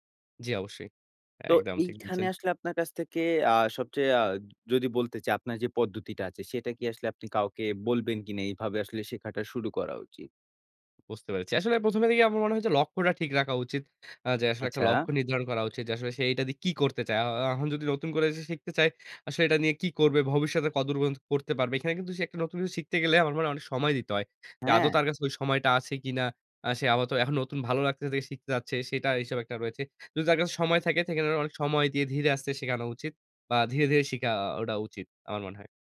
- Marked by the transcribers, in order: none
- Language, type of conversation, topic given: Bengali, podcast, নতুন কিছু শেখা শুরু করার ধাপগুলো কীভাবে ঠিক করেন?